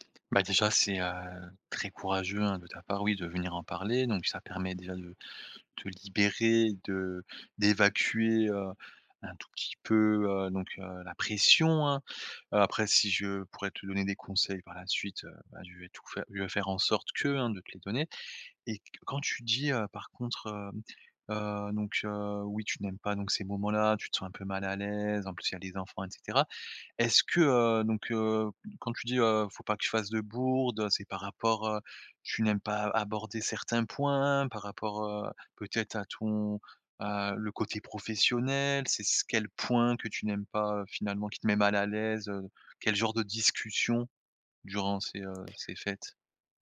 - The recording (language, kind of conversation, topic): French, advice, Comment puis-je me sentir plus à l’aise pendant les fêtes et les célébrations avec mes amis et ma famille ?
- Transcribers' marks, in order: none